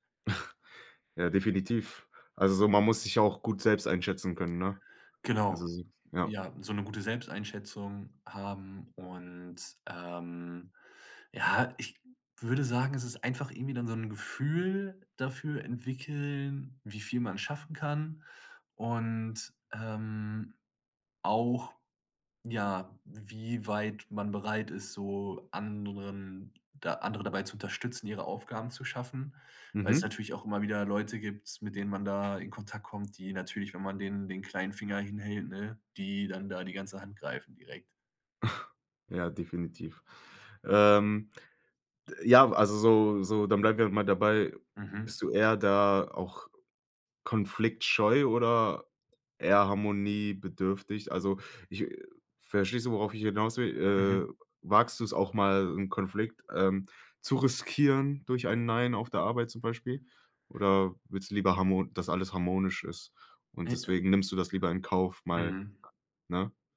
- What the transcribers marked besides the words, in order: chuckle; tapping; chuckle
- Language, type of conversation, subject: German, podcast, Wann sagst du bewusst nein, und warum?